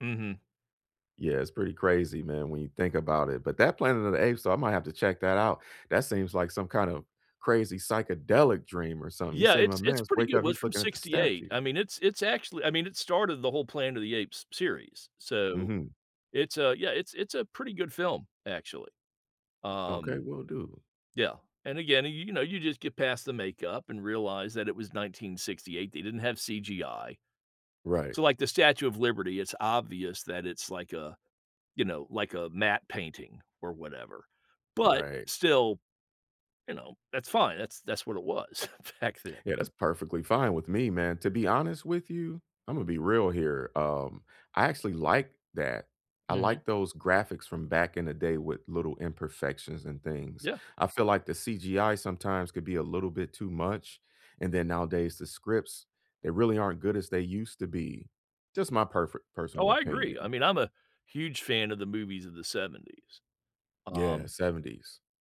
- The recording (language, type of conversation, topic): English, unstructured, Which movie should I watch for the most surprising ending?
- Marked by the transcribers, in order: other background noise; chuckle